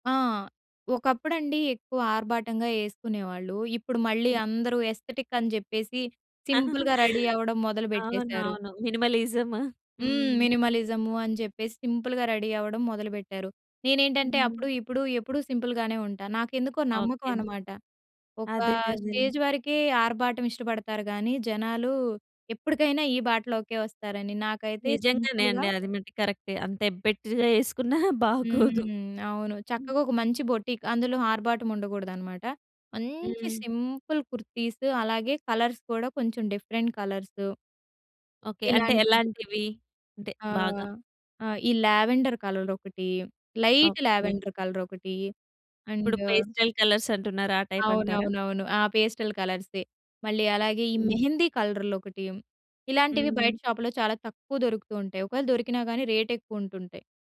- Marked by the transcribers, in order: in English: "సింపుల్‌గా రెడీ"; chuckle; in English: "సింపుల్‌గా రెడీ"; in English: "స్టేజ్"; in English: "సింపుల్‌గా"; laughing while speaking: "చేసుకున్నా బాగోదు"; other noise; in English: "బోటిక్"; in English: "సింపుల్ కుర్తీస్"; in English: "కలర్స్"; in English: "డిఫరెంట్ కలర్స్"; in English: "లావెండర్ కలర్"; in English: "లైట్ లావెండర్ కలర్"; in English: "అండ్"; in English: "పేస్టల్ కలర్స్"; tapping; in English: "రేట్"
- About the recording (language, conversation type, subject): Telugu, podcast, భవిష్యత్తులో మీ సృజనాత్మక స్వరూపం ఎలా ఉండాలని మీరు ఆశిస్తారు?